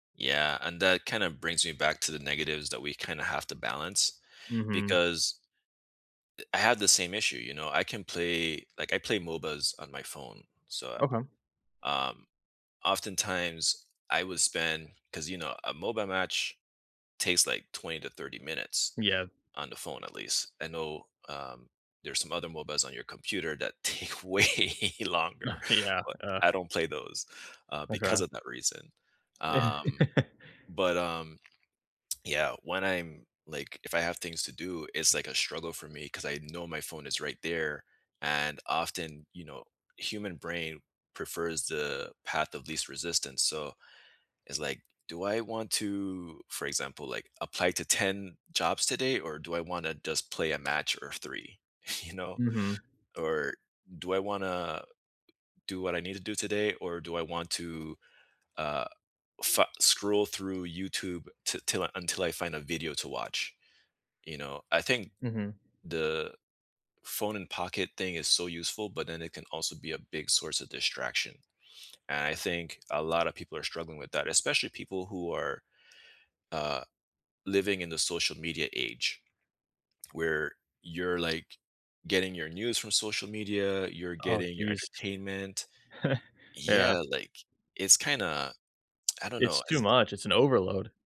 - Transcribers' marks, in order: chuckle; laughing while speaking: "take way"; laugh; other background noise; tapping; laughing while speaking: "you know?"; chuckle
- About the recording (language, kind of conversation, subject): English, unstructured, How has technology changed the way we live?